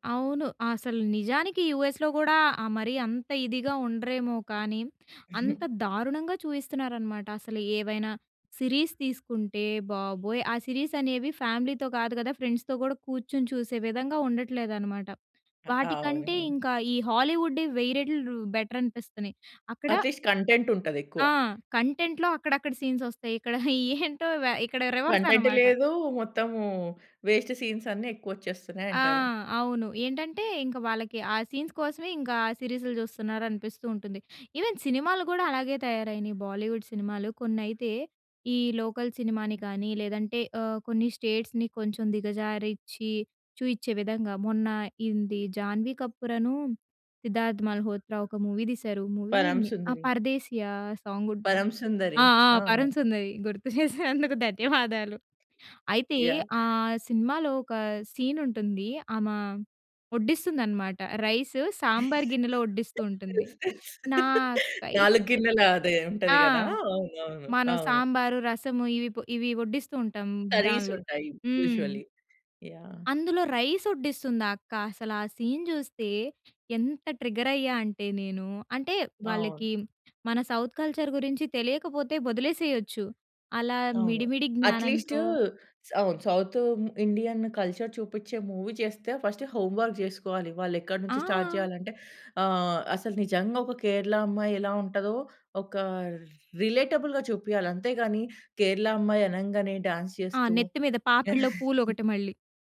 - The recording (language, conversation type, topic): Telugu, podcast, స్థానిక సినిమా మరియు బోలీవుడ్ సినిమాల వల్ల సమాజంపై పడుతున్న ప్రభావం ఎలా మారుతోందని మీకు అనిపిస్తుంది?
- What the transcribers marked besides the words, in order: other noise; in English: "సిరీస్"; in English: "సిరీస్"; in English: "ఫ్యామిలీతో"; in English: "ఫ్రెండ్స్‌తో"; in English: "హాలీవుడ్"; in English: "బెటర్"; in English: "అట్లీస్ట్ కంటెంట్"; in English: "కంటెంట్‌లో"; in English: "సీన్స్"; in English: "రివర్స్"; in English: "కంటెంట్"; in English: "వేస్ట్ సీన్స్"; in English: "సీన్స్"; in English: "ఈవెన్"; in English: "బాలీవుడ్"; in English: "లోకల్ సినిమాని"; in English: "స్టేట్స్‌ని"; in English: "మూవీ"; in English: "సాంగ్"; other background noise; in English: "సీన్"; laugh; in English: "రైస్"; in English: "కర్రీస్"; in English: "యూజువల్లీ"; in English: "రైస్"; in English: "సీన్"; in English: "ట్రిగ్గర్"; in English: "సౌత్ కల్చర్"; in English: "అట్లీస్ట్ సౌ సౌత్ ఇండియన్ కల్చర్"; in English: "మూవీ"; in English: "ఫస్ట్ హోమ్ వర్క్"; in English: "స్టార్ట్"; in English: "రిలేటబుల్‌గా"; in English: "డాన్స్"